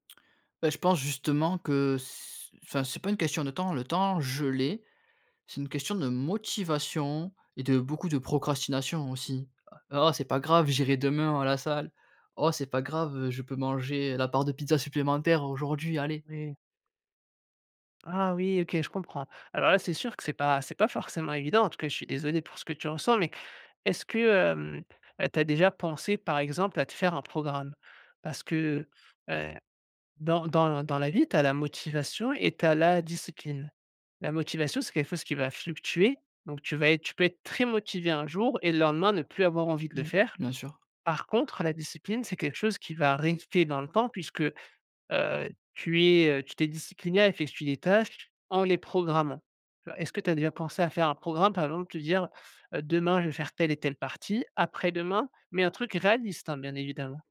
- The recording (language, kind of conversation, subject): French, advice, Comment expliquer que vous ayez perdu votre motivation après un bon départ ?
- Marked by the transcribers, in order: stressed: "motivation"; tapping